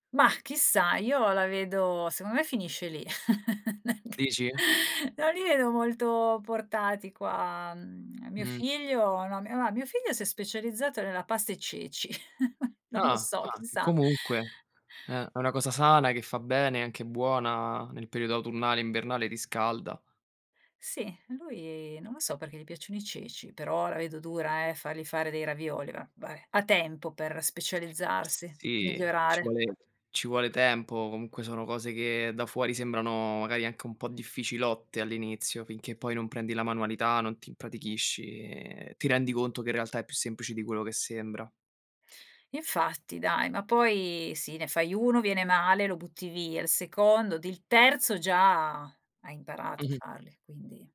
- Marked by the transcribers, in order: laugh; laughing while speaking: "Non li vedo molto portati qua"; laugh; laughing while speaking: "non lo so, chissà"; tapping; other background noise
- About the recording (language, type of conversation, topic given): Italian, podcast, C’è una ricetta che racconta la storia della vostra famiglia?